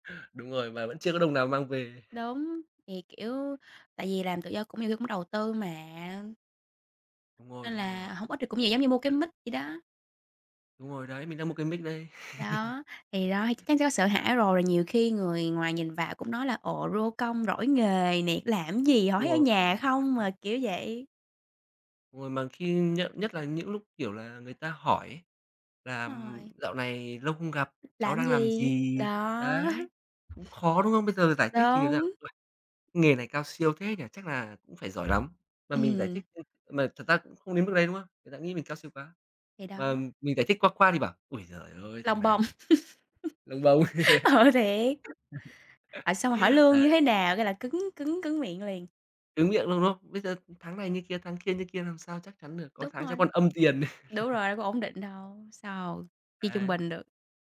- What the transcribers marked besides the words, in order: tapping; unintelligible speech; unintelligible speech; other background noise; in English: "mic"; in English: "mic"; chuckle; unintelligible speech; chuckle; chuckle; laughing while speaking: "Ờ"; chuckle; chuckle
- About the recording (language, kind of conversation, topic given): Vietnamese, unstructured, Bạn muốn thử thách bản thân như thế nào trong tương lai?